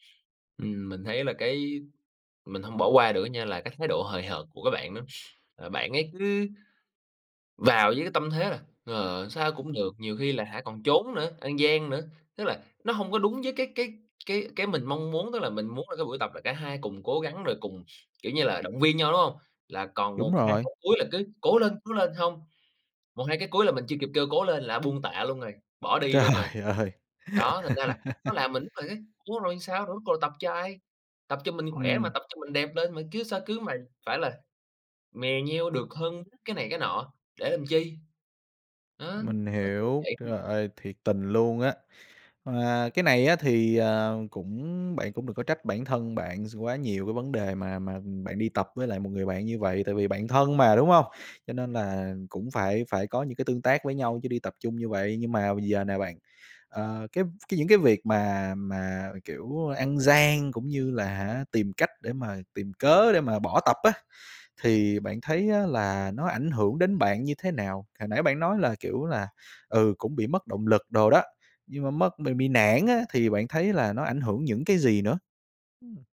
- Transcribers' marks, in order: tapping; laughing while speaking: "Trời"; laugh; other background noise
- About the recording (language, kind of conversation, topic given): Vietnamese, advice, Làm thế nào để xử lý mâu thuẫn với bạn tập khi điều đó khiến bạn mất hứng thú luyện tập?